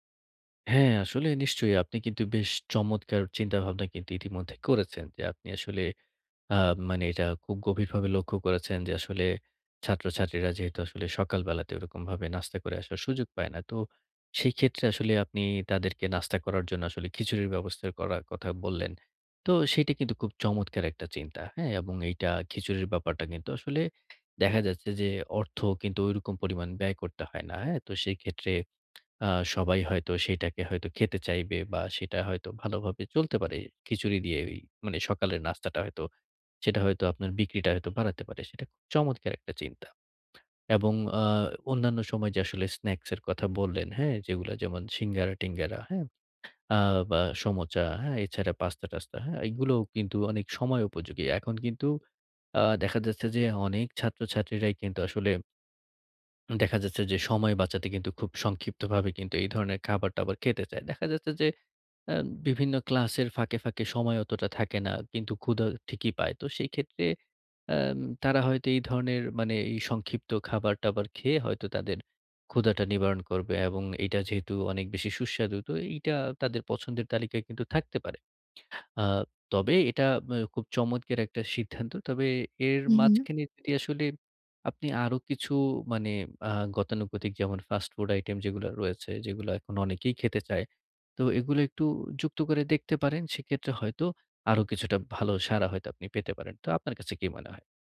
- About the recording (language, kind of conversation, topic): Bengali, advice, ভয় বা উদ্বেগ অনুভব করলে আমি কীভাবে নিজেকে বিচার না করে সেই অনুভূতিকে মেনে নিতে পারি?
- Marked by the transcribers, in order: horn; tapping; swallow